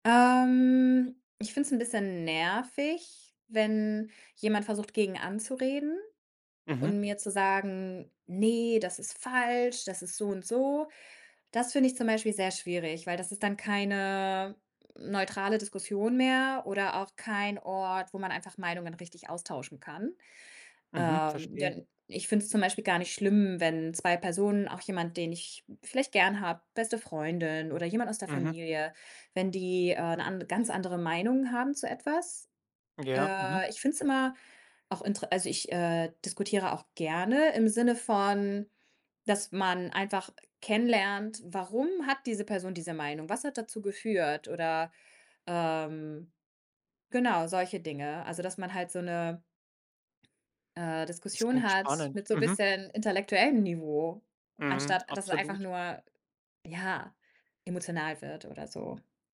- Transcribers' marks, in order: tapping; other background noise
- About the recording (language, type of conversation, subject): German, podcast, Wie reagierst du, wenn andere deine Wahrheit nicht akzeptieren?